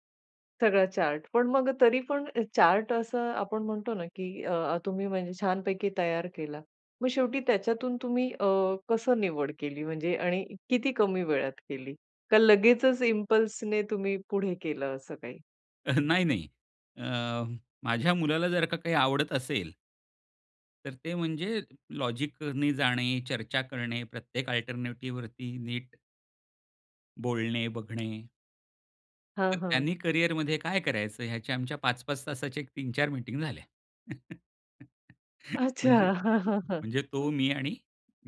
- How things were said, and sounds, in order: in English: "चार्ट"; in English: "इंपल्सने"; in English: "अल्टरनेटिव्हवरती"; chuckle
- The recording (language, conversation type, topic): Marathi, podcast, पर्याय जास्त असतील तर तुम्ही कसे निवडता?